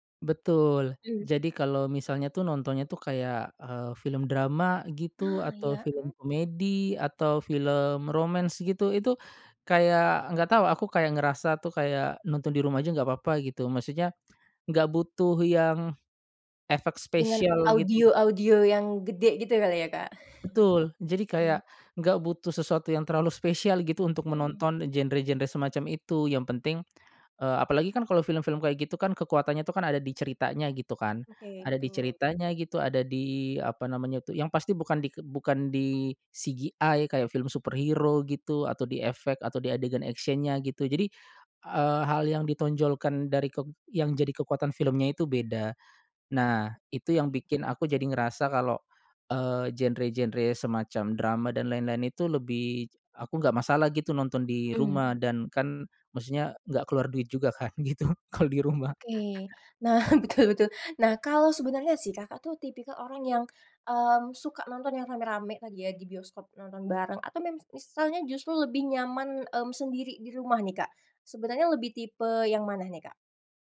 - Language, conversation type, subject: Indonesian, podcast, Kamu lebih suka menonton di bioskop atau lewat layanan siaran daring di rumah, dan kenapa?
- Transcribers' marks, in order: in English: "romance"; chuckle; in English: "CGI"; in English: "superhero"; in English: "action-nya"; unintelligible speech; laughing while speaking: "gitu, kalau di rumah"; laughing while speaking: "Nah, betul betul"; laugh